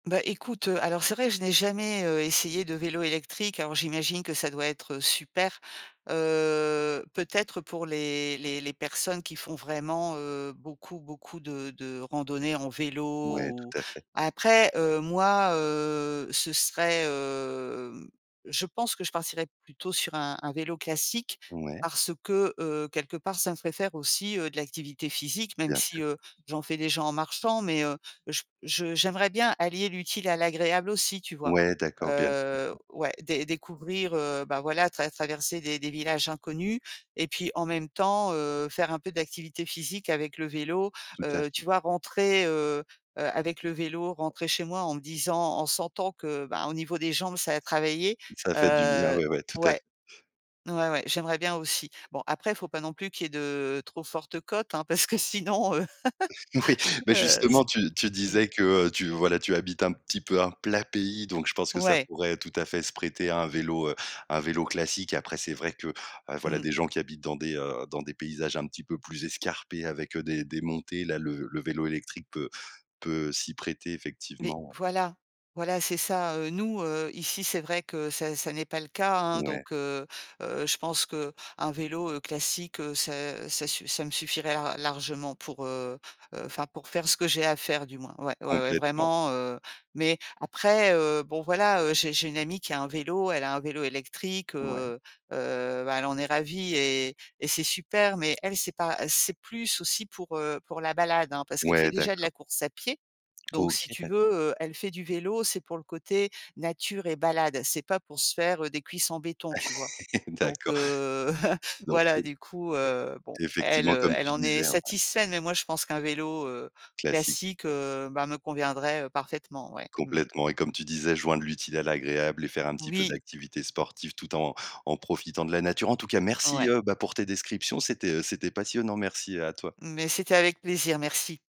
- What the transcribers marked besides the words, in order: other background noise; laughing while speaking: "Oui"; laugh; stressed: "plat"; chuckle; unintelligible speech
- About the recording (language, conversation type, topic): French, podcast, Comment la nature t’invite-t-elle à ralentir ?